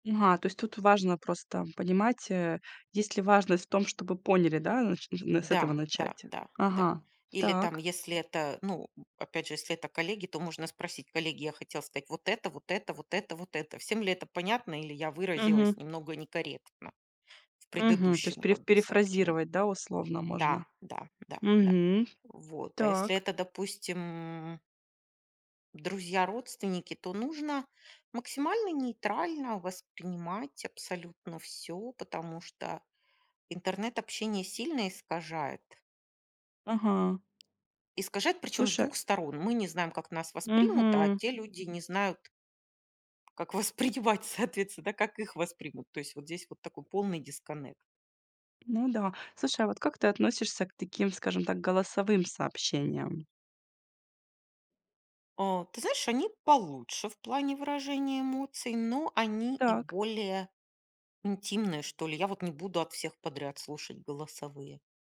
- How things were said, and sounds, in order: other background noise; tapping; laughing while speaking: "воспринимать, соответственно"
- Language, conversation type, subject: Russian, podcast, Что важно учитывать при общении в интернете и в мессенджерах?